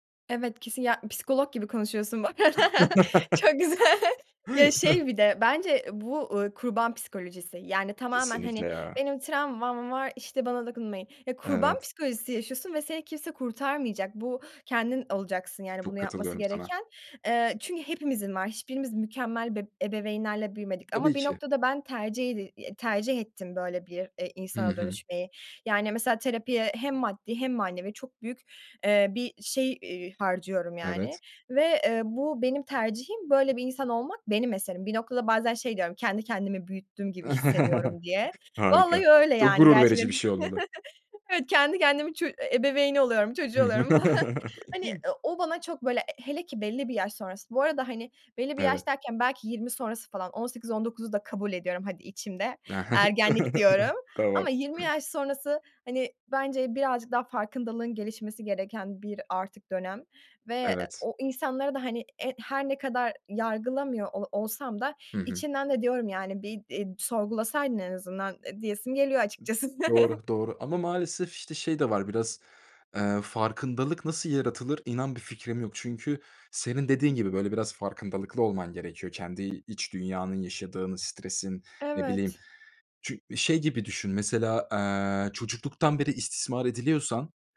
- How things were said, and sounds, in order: chuckle; laughing while speaking: "Çok güzel"; chuckle; chuckle; chuckle; laughing while speaking: "Evet, kendi kendimi, ço ebeveyni oluyorum, çocuğu oluyorum falan"; chuckle; other noise; chuckle; laughing while speaking: "Tamam"; other background noise; chuckle
- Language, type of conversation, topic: Turkish, podcast, Destek verirken tükenmemek için ne yaparsın?